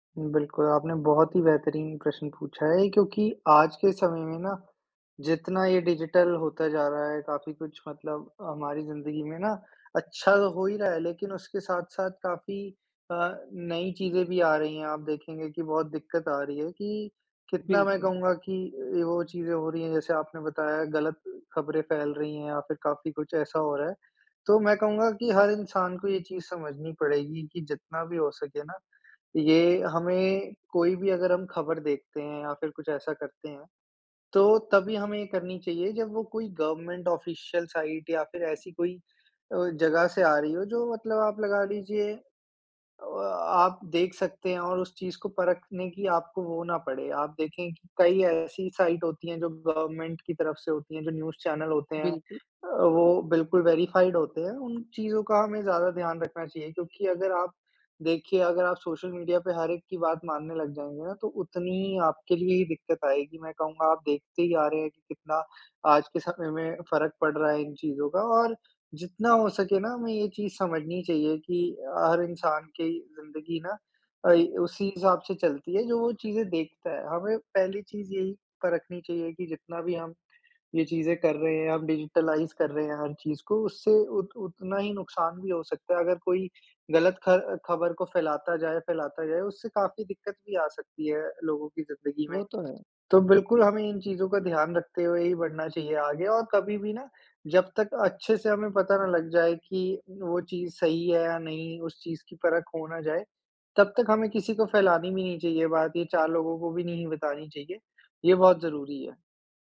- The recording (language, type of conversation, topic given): Hindi, podcast, ऑनलाइन खबरों की सच्चाई आप कैसे जाँचते हैं?
- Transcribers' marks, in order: in English: "डिजिटल"; other background noise; in English: "गवर्नमेंट ऑफ़िशियल साइट"; in English: "साइट"; in English: "गवर्नमेंट"; in English: "न्यूज़"; in English: "वेरिफ़ाइड"; in English: "डिज़िटलाइज़"